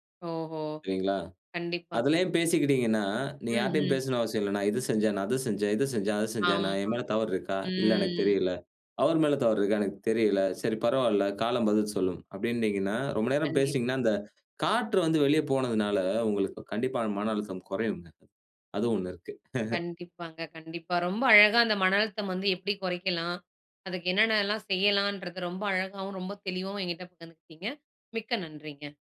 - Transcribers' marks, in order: drawn out: "ம்"; chuckle
- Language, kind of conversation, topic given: Tamil, podcast, மனஅழுத்தம் அதிகமாகும் போது நீங்கள் முதலில் என்ன செய்கிறீர்கள்?